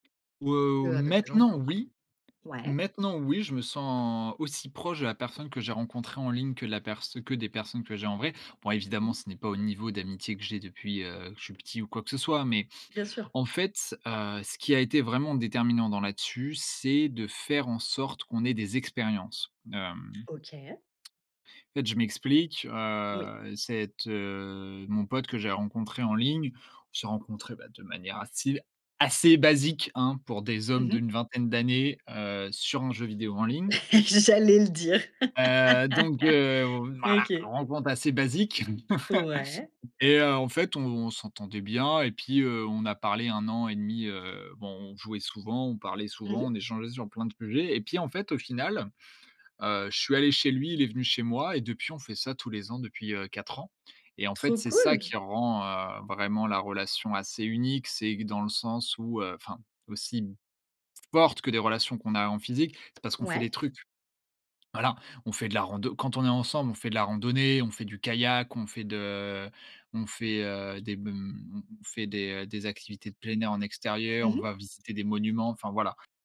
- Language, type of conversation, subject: French, podcast, Comment bâtis-tu des amitiés en ligne par rapport à la vraie vie, selon toi ?
- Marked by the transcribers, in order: tapping; stressed: "assez basique"; chuckle; laughing while speaking: "J'allais le dire"; put-on voice: "voilà"; laugh; chuckle